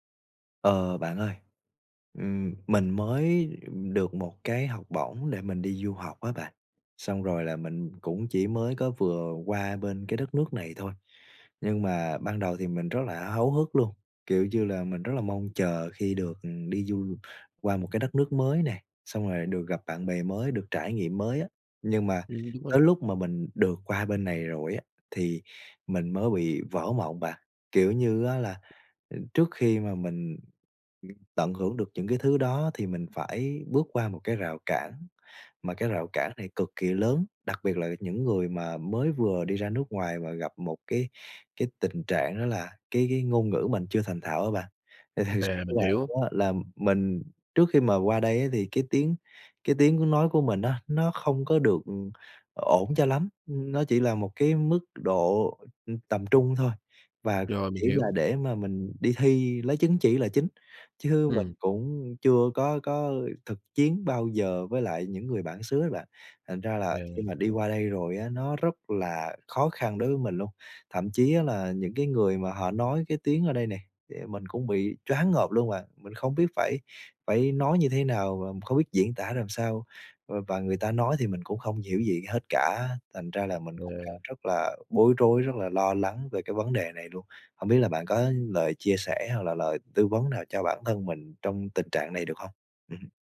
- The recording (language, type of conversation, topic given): Vietnamese, advice, Bạn làm thế nào để bớt choáng ngợp vì chưa thành thạo ngôn ngữ ở nơi mới?
- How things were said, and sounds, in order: tapping; other background noise